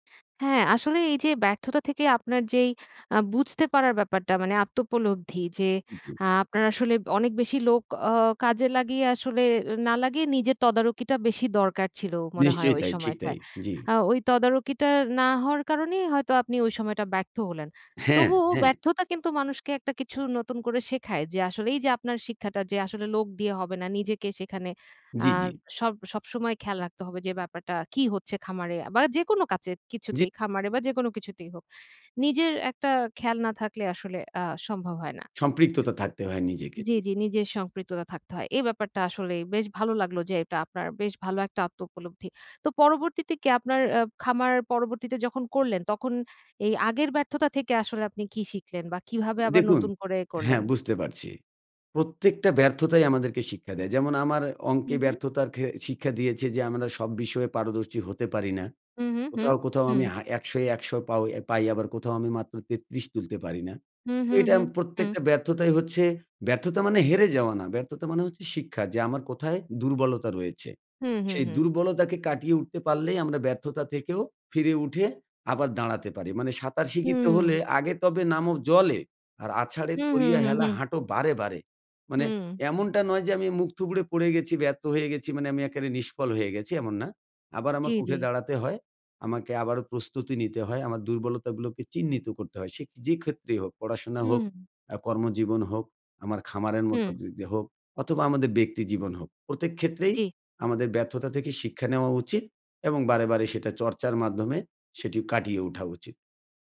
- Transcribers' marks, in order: "কাজে" said as "কাচেৎ"; "একেবারে" said as "একেরে"
- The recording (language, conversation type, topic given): Bengali, podcast, ব্যর্থ হলে তুমি কীভাবে আবার ঘুরে দাঁড়াও?